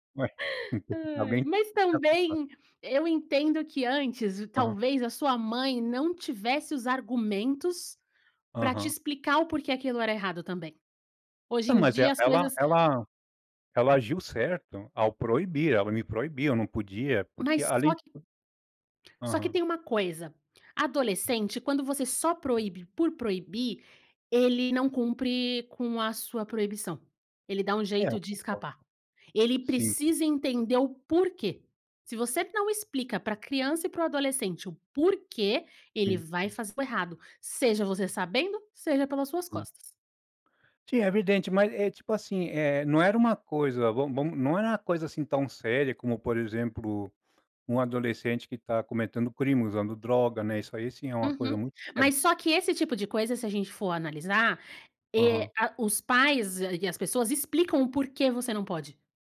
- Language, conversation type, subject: Portuguese, podcast, Você já teve vergonha do que costumava ouvir?
- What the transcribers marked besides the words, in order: chuckle; tapping